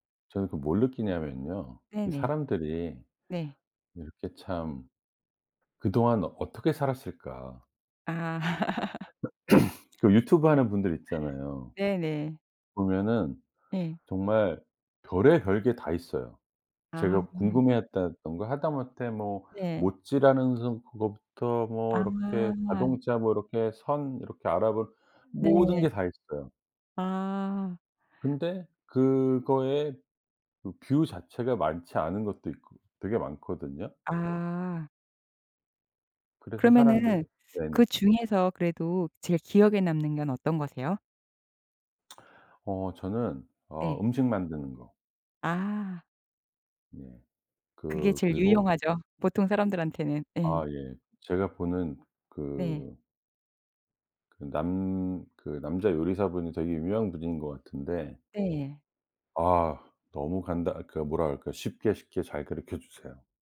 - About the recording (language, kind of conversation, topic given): Korean, podcast, 짧은 시간에 핵심만 효과적으로 배우려면 어떻게 하시나요?
- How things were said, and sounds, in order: laugh; throat clearing; lip smack